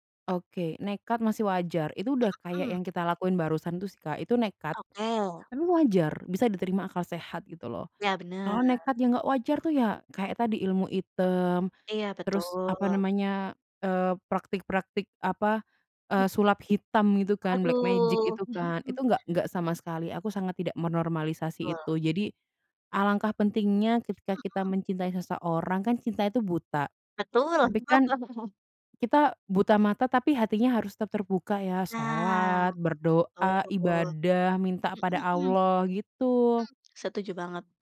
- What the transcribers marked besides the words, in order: in English: "black magic"; laugh
- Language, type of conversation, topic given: Indonesian, unstructured, Pernahkah kamu melakukan sesuatu yang nekat demi cinta?